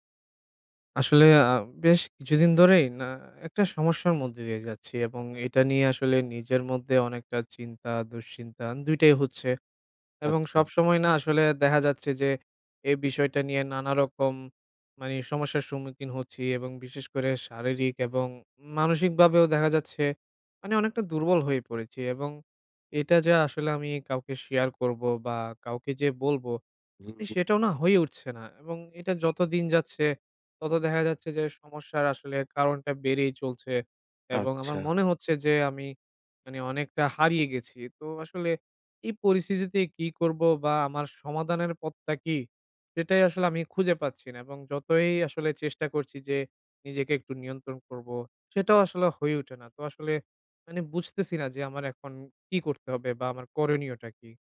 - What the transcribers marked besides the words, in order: in English: "share"; other noise
- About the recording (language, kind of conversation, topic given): Bengali, advice, রাত জেগে থাকার ফলে সকালে অতিরিক্ত ক্লান্তি কেন হয়?